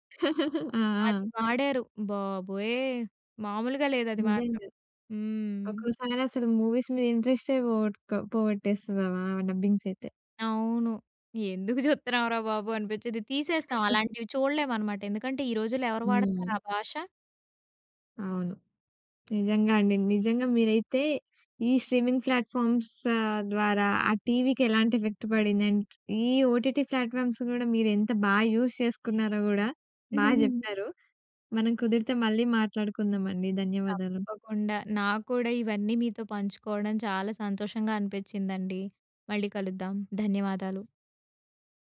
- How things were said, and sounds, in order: chuckle; in English: "మూవీస్"; in English: "ఇంట్రెస్ట్"; in English: "డబ్బింగ్స్"; chuckle; in English: "స్ట్రీమింగ్ ఫ్లాట్‍ఫామ్స్"; in English: "ఎఫెక్ట్"; in English: "అండ్"; in English: "ఓటీటీ ఫ్లాట్‍ఫామ్స్"; in English: "యూజ్"; giggle
- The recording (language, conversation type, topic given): Telugu, podcast, స్ట్రీమింగ్ వేదికలు ప్రాచుర్యంలోకి వచ్చిన తర్వాత టెలివిజన్ రూపం ఎలా మారింది?